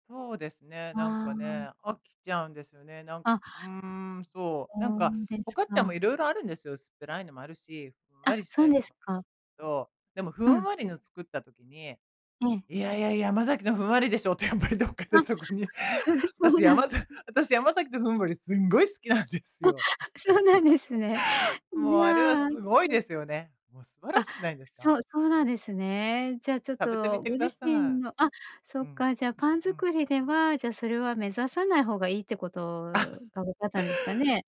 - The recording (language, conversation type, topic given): Japanese, advice, 毎日続けられるコツや習慣はどうやって見つけますか？
- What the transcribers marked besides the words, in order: tapping; in Italian: "フォカッチャ"; unintelligible speech; chuckle; laughing while speaking: "やっぱりどっかで、そこに"; chuckle; chuckle